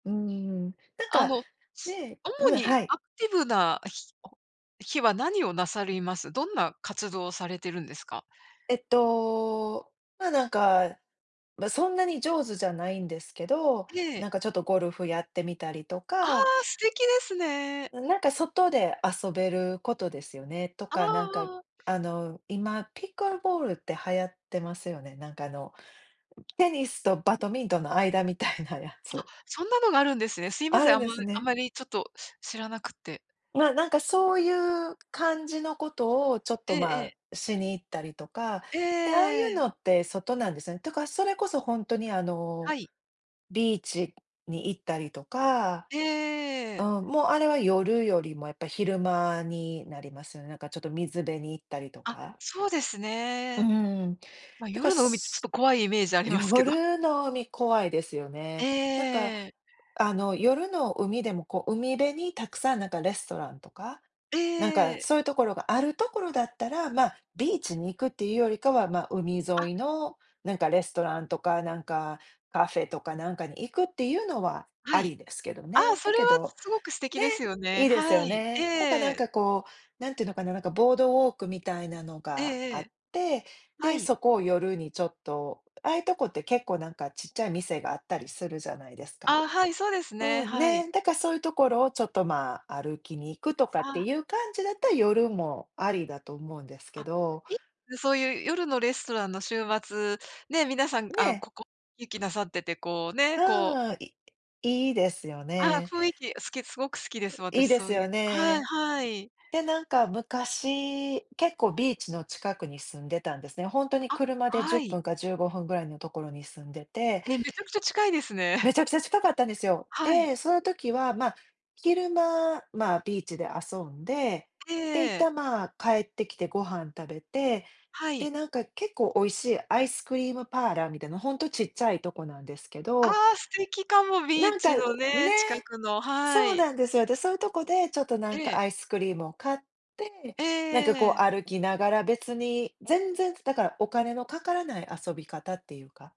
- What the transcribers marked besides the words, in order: swallow; laughing while speaking: "間みたいな"; laughing while speaking: "怖いイメージありますけど"; unintelligible speech
- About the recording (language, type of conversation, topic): Japanese, unstructured, 休日はアクティブに過ごすのとリラックスして過ごすのと、どちらが好きですか？